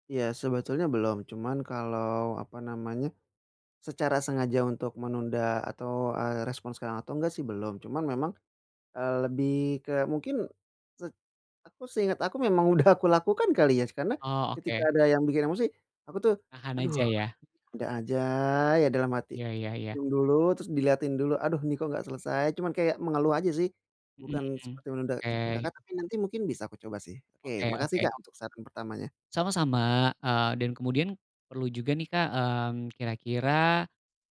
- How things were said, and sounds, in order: laughing while speaking: "udah"; stressed: "aja"; other background noise
- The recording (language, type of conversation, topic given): Indonesian, advice, Bagaimana cara mengelola emosi agar tetap fokus setiap hari?